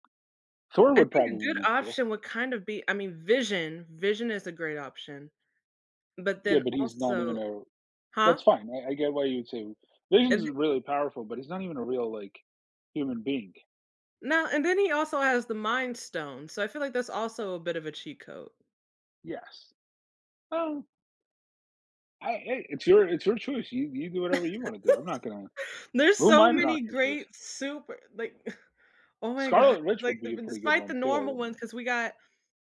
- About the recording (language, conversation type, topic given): English, unstructured, What do our choices of superpowers reveal about our values and desires?
- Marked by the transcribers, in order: laugh; scoff